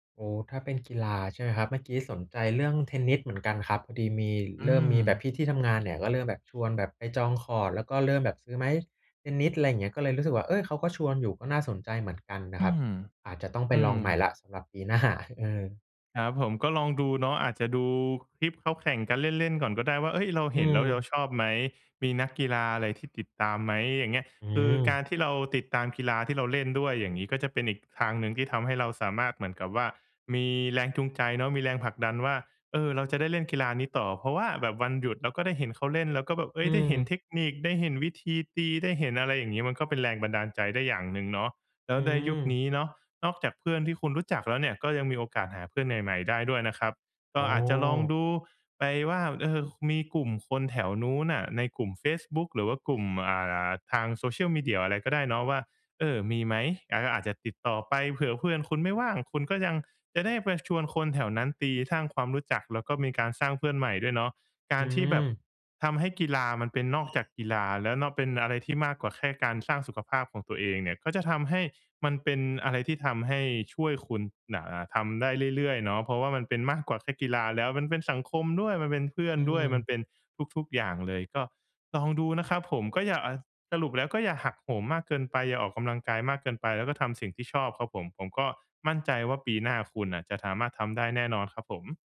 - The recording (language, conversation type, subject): Thai, advice, ฉันจะเริ่มสร้างนิสัยและติดตามความก้าวหน้าในแต่ละวันอย่างไรให้ทำได้ต่อเนื่อง?
- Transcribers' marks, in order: laughing while speaking: "หน้า"; chuckle; "เรา" said as "เยา"; "สร้าง" said as "ท้าง"; bird; other background noise